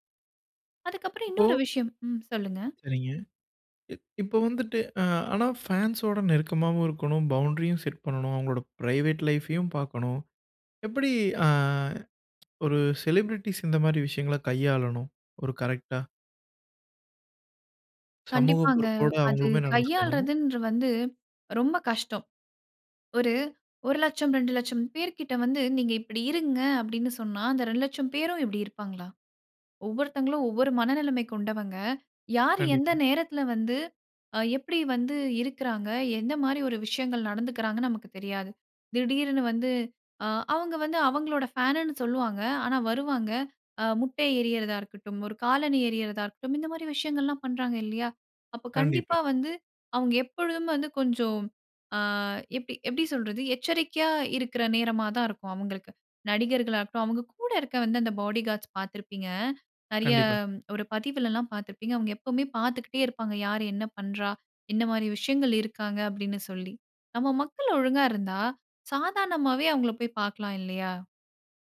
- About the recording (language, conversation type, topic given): Tamil, podcast, ரசிகர்களுடன் நெருக்கமான உறவை ஆரோக்கியமாக வைத்திருக்க என்னென்ன வழிமுறைகள் பின்பற்ற வேண்டும்?
- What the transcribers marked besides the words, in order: in English: "பவுண்ரியும் செட்"; in English: "பிரைவேட் லைஃப்ஐயும்"; in English: "செலிபிரிட்டீஸ்"